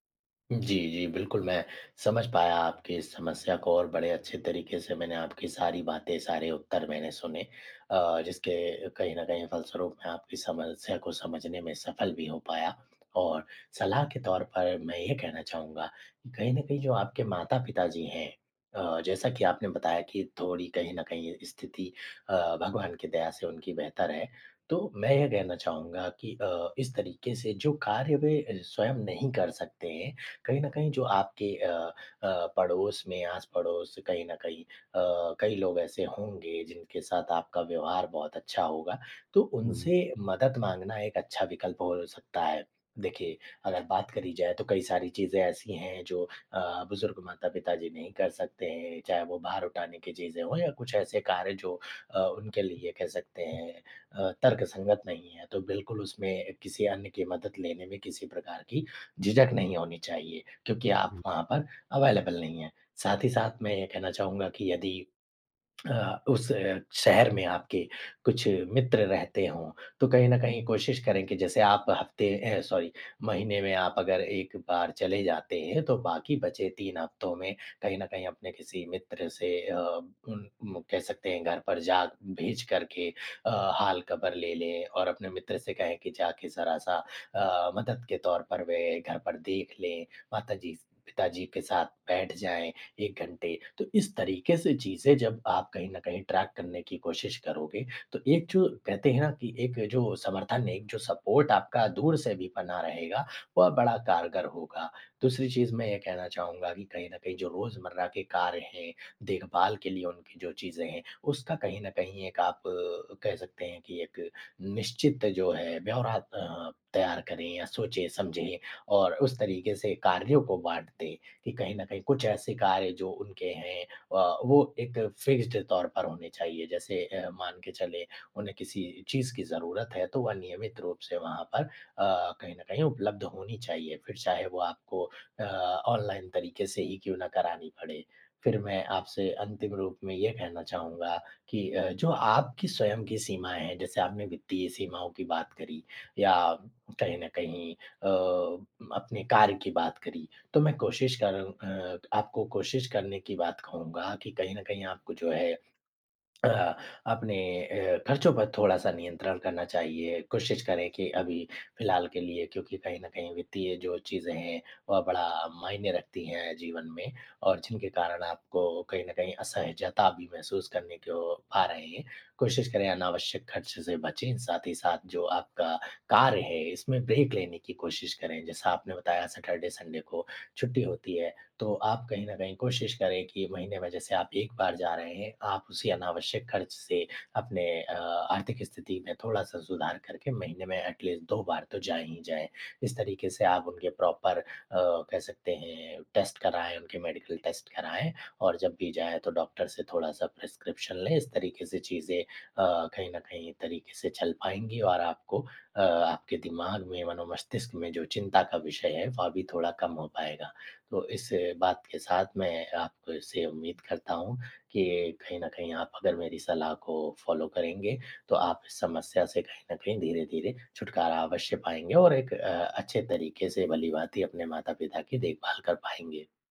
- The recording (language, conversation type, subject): Hindi, advice, क्या मुझे बुजुर्ग माता-पिता की देखभाल के लिए घर वापस आना चाहिए?
- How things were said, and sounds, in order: tapping; in English: "अवेलेबल"; in English: "सॉरी"; in English: "ट्रैक"; in English: "सपोर्ट"; in English: "फिक्स्ड"; in English: "ब्रेक"; in English: "सैटरडे-संडे"; in English: "एट लीस्ट"; in English: "प्रॉपर"; in English: "टेस्ट"; in English: "मेडिकल टेस्ट"; in English: "डॉक्टर"; in English: "प्रिस्क्रिप्शन"; in English: "फॉलो"; other background noise